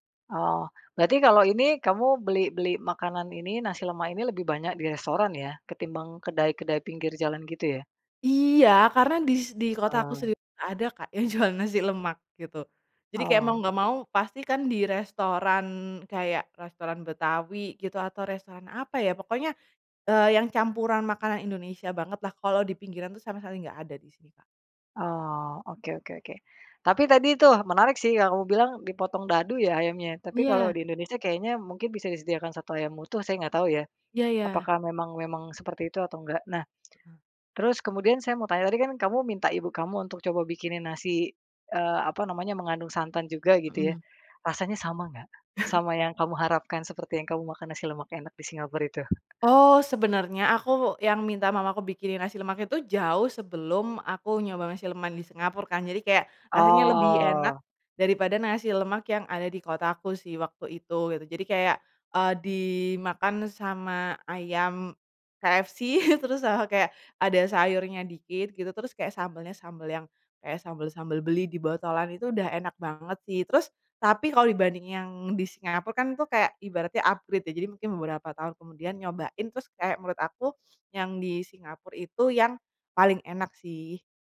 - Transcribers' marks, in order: chuckle; other background noise; laughing while speaking: "KFC"; in English: "upgrade"
- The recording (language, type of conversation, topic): Indonesian, podcast, Apa pengalaman makan atau kuliner yang paling berkesan?